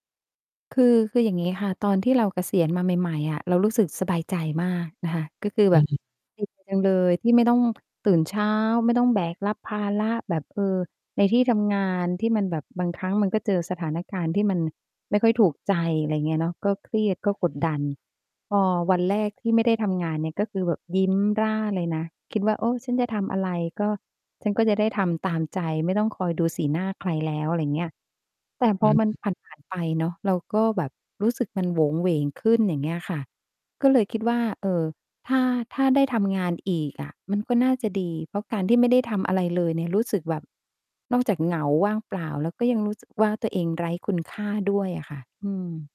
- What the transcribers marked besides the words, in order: distorted speech; other background noise; tapping
- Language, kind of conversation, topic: Thai, advice, คุณกำลังปรับตัวกับวัยเกษียณและเวลาว่างที่เพิ่มขึ้นอย่างไรบ้าง?